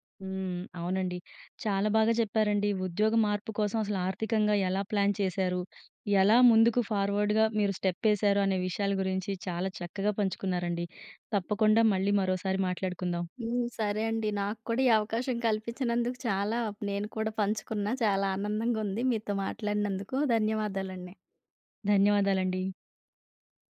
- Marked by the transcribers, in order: in English: "ప్లాన్"; in English: "ఫార్వర్డ్‌గా"; in English: "స్టెప్"
- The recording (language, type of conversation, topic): Telugu, podcast, ఉద్యోగ మార్పు కోసం ఆర్థికంగా ఎలా ప్లాన్ చేసావు?